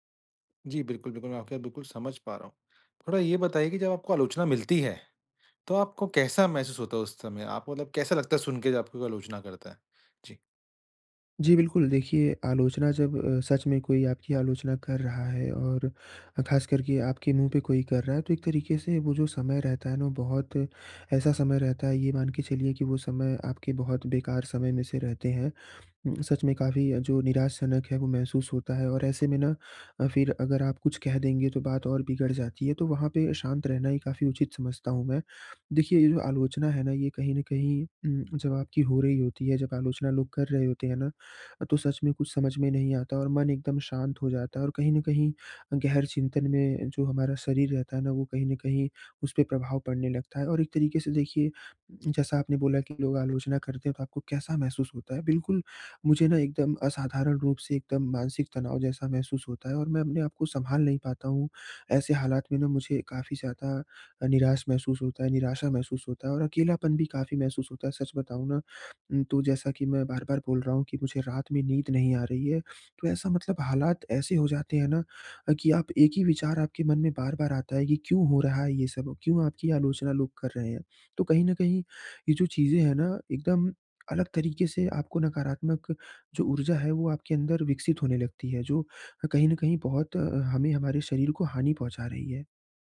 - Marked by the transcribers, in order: none
- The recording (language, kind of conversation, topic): Hindi, advice, मैं रचनात्मक आलोचना को व्यक्तिगत रूप से कैसे न लूँ?